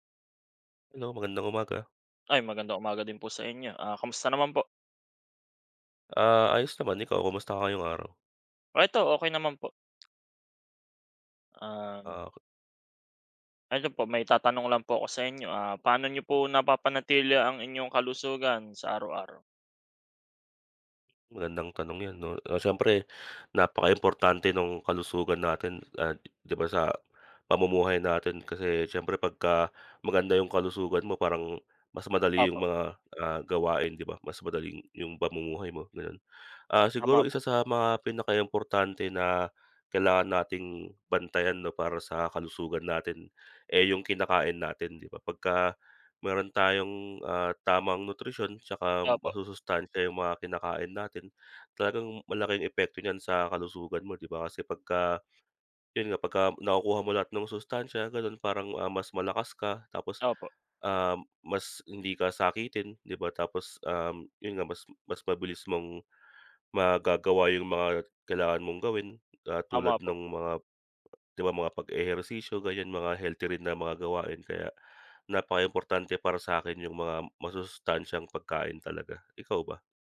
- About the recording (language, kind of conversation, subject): Filipino, unstructured, Ano ang ginagawa mo araw-araw para mapanatili ang kalusugan mo?
- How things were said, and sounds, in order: none